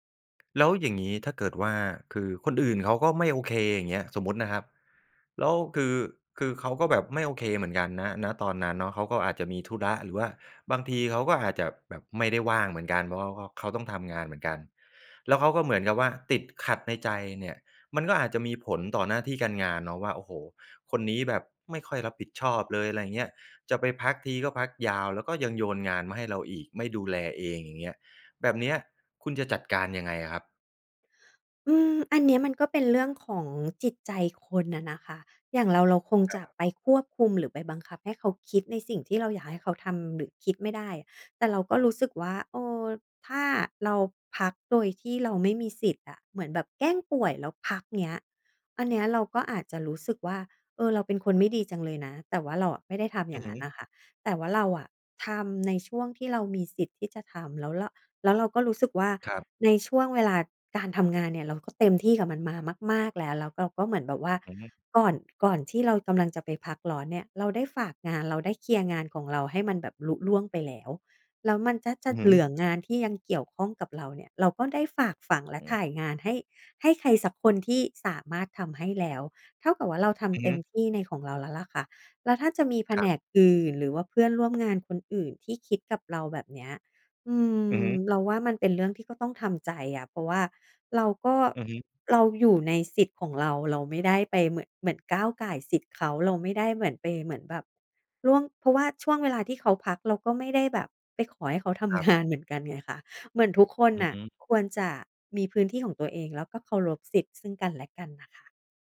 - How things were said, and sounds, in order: other background noise; stressed: "มาก ๆ"; laughing while speaking: "งาน"
- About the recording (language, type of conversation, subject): Thai, podcast, คิดอย่างไรกับการพักร้อนที่ไม่เช็กเมล?